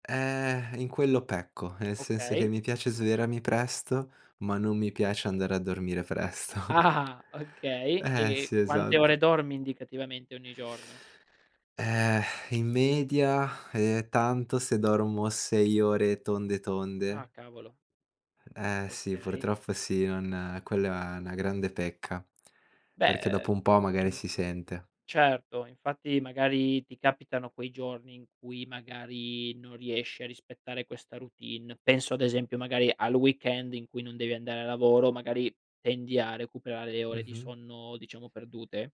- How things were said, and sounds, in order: "svegliarmi" said as "sverarmi"; laughing while speaking: "Ah"; laughing while speaking: "presto"; tapping
- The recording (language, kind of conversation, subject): Italian, podcast, Com’è la tua routine mattutina, dal momento in cui apri gli occhi a quando esci di casa?